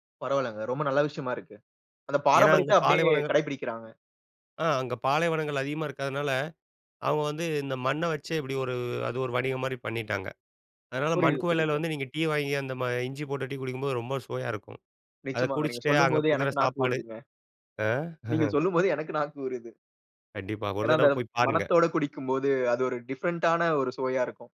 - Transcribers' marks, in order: chuckle; in English: "டிஃபரண்டான"
- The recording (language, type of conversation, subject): Tamil, podcast, நீங்கள் தனியாகப் பயணம் சென்ற அந்த ஒரே நாளைப் பற்றி சொல்ல முடியுமா?